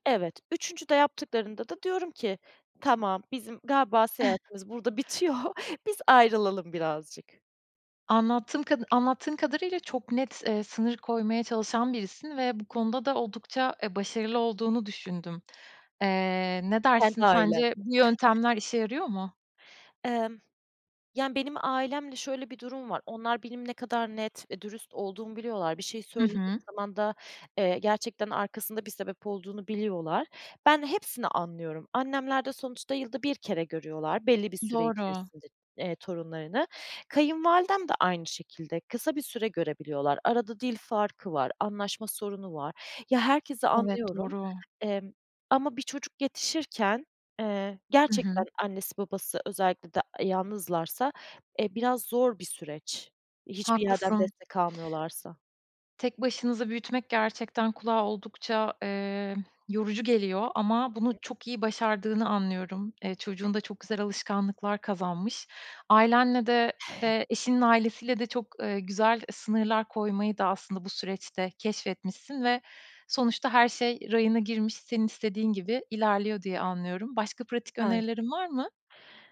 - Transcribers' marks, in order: chuckle; other background noise; chuckle; tapping; other noise
- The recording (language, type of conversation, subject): Turkish, podcast, Kayınvalidenizle ilişkinizi nasıl yönetirsiniz?